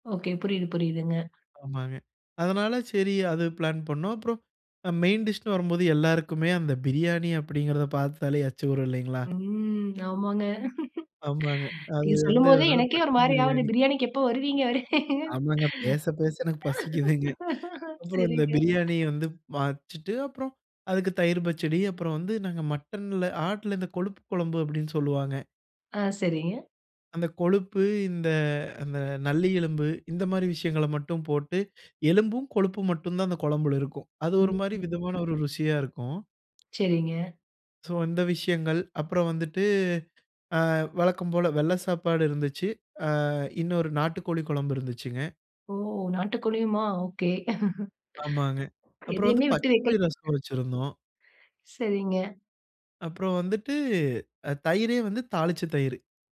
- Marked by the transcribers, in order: in English: "மெயின் டிஷ்ன்னு"; drawn out: "ம்"; laugh; laughing while speaking: "பசிக்குதுங்க"; laugh; in English: "சோ"; chuckle; tapping
- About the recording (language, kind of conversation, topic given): Tamil, podcast, விருந்துக்கான மெனுவை நீங்கள் எப்படித் திட்டமிடுவீர்கள்?